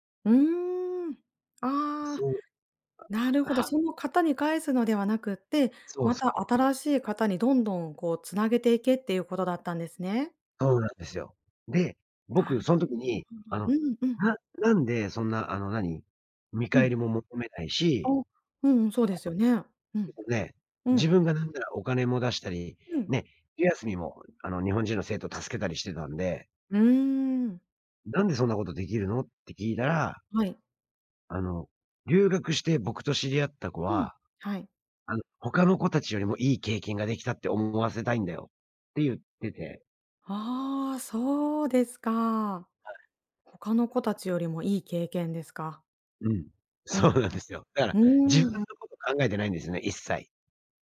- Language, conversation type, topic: Japanese, advice, 退職後に新しい日常や目的を見つけたいのですが、どうすればよいですか？
- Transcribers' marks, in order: unintelligible speech; unintelligible speech; other background noise; unintelligible speech